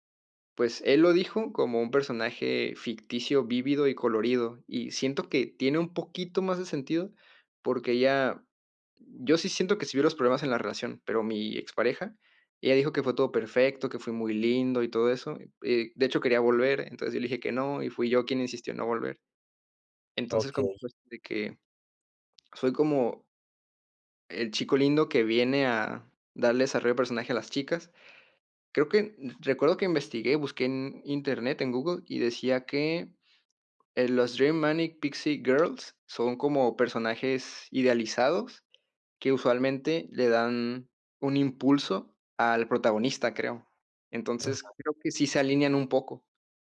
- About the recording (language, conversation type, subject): Spanish, advice, ¿Cómo puedo interpretar mejor comentarios vagos o contradictorios?
- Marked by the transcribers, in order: unintelligible speech; in English: "Dream Manic Pixie Girls"; tapping